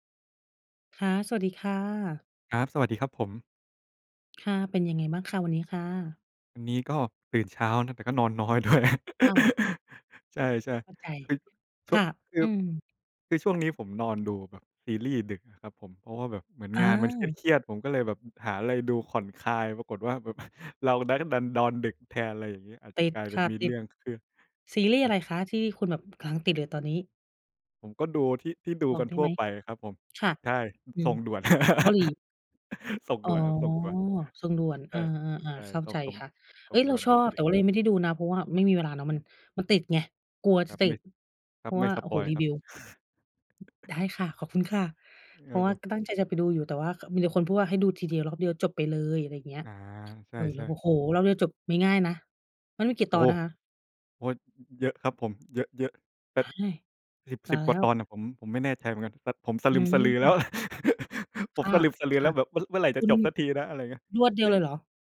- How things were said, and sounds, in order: tapping; laughing while speaking: "ด้วย"; laugh; chuckle; laugh; other background noise; chuckle; laugh
- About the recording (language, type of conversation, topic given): Thai, unstructured, เวลาทำงานแล้วรู้สึกเครียด คุณมีวิธีผ่อนคลายอย่างไร?